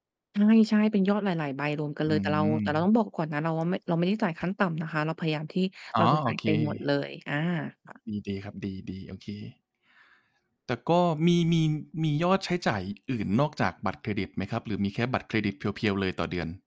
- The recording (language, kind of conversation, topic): Thai, advice, ฉันมีหนี้บัตรเครดิตสะสมและรู้สึกเครียด ควรเริ่มจัดการอย่างไรดี?
- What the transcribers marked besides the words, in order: distorted speech; tapping